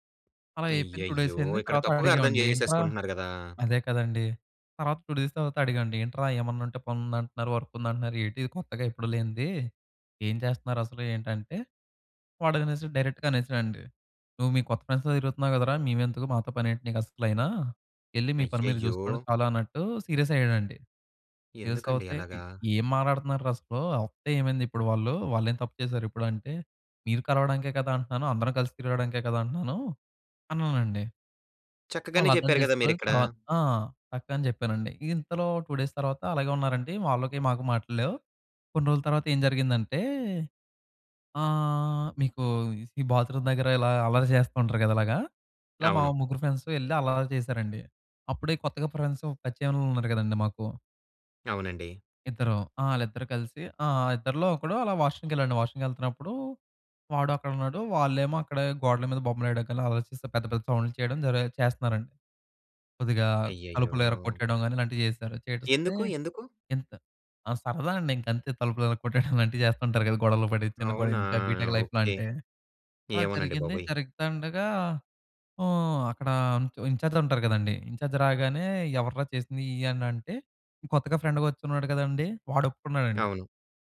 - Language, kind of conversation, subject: Telugu, podcast, ఒక కొత్త సభ్యుడిని జట్టులో ఎలా కలుపుకుంటారు?
- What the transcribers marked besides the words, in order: in English: "టూ డేస్"; in English: "టూ డేస్"; in English: "వర్క్"; in English: "డైరెక్ట్‌గా"; in English: "ఫ్రెండ్స్‌తో"; in English: "సీరియస్"; in English: "సీరియస్"; in English: "టూ డేస్"; in English: "బాత్రూమ్"; in English: "ఫ్రెండ్స్"; in English: "ఫ్రెండ్స్"; in English: "బీటెక్ లైఫ్‌లో"; in English: "ఇంచార్జ్"; in English: "ఇంచార్జ్"; in English: "ఫ్రెండ్‌గా"